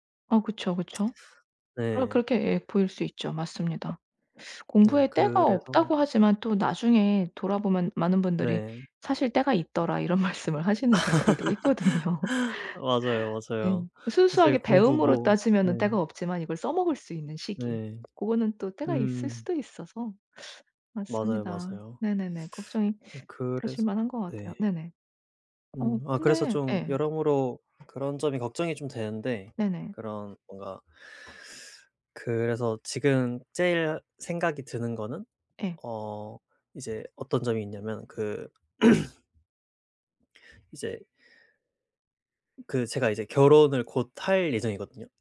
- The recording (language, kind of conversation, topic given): Korean, advice, 성장 기회가 많은 회사와 안정적인 회사 중 어떤 선택을 해야 할까요?
- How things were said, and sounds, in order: tsk; tapping; other background noise; laughing while speaking: "이런 말씀을"; laugh; laughing while speaking: "있거든요"; laugh; throat clearing